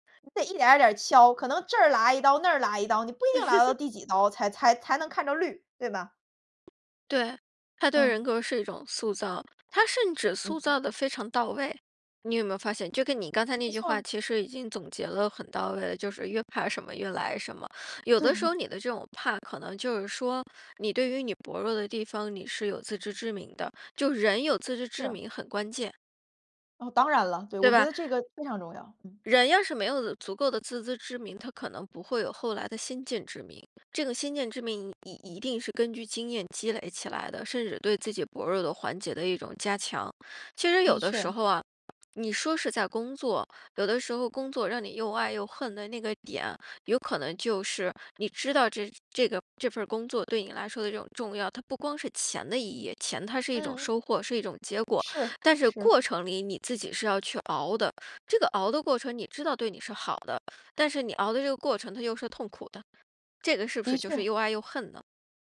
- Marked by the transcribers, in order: laugh; other noise; laughing while speaking: "对"
- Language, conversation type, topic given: Chinese, podcast, 工作对你来说代表了什么？